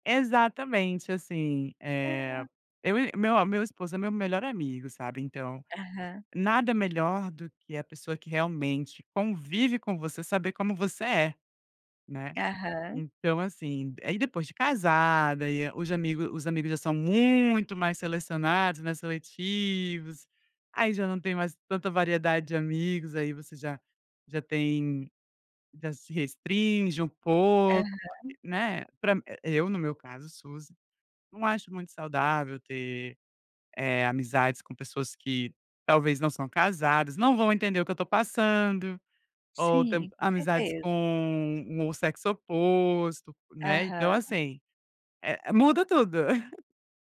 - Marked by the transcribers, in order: chuckle
- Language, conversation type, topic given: Portuguese, podcast, Como apoiar um amigo que está se isolando?